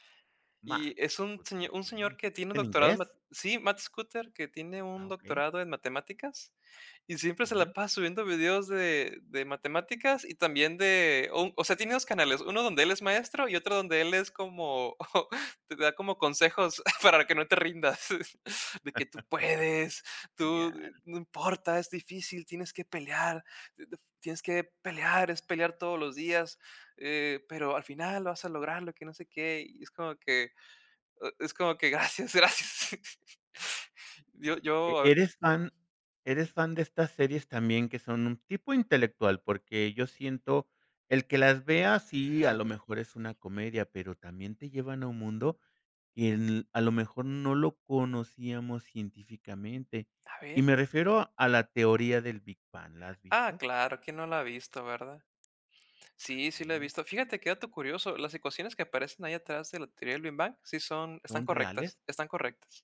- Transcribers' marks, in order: laughing while speaking: "te da como consejos para que no te rindas"; chuckle; chuckle; tapping
- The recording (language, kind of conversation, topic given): Spanish, podcast, ¿Cómo puedes salir de un bloqueo creativo sin frustrarte?